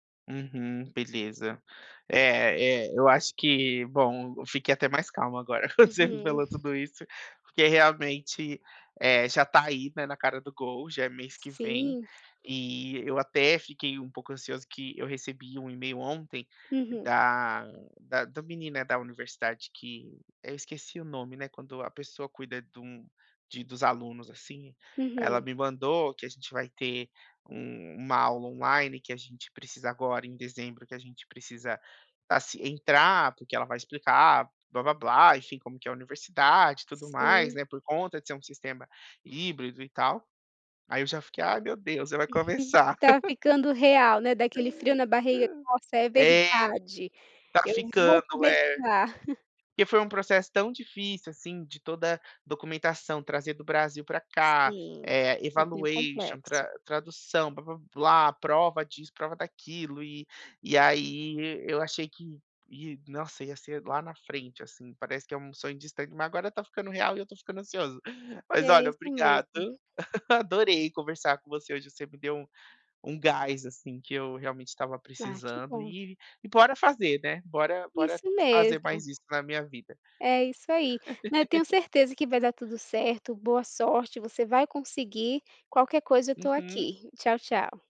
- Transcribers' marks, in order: laughing while speaking: "quando você"; chuckle; chuckle; in English: "evaluation"; chuckle; chuckle
- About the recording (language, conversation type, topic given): Portuguese, advice, Como decidir entre voltar a estudar ou fazer uma pós-graduação com pouco tempo disponível?